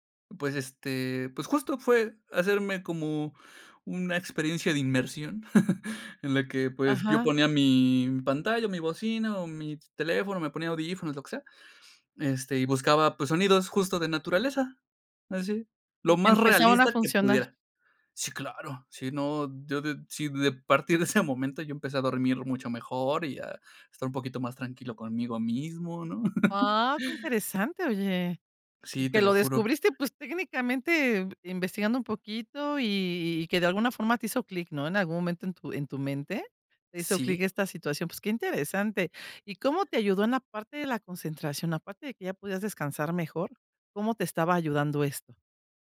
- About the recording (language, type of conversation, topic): Spanish, podcast, ¿Qué sonidos de la naturaleza te ayudan más a concentrarte?
- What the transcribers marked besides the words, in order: chuckle; laughing while speaking: "ese"; chuckle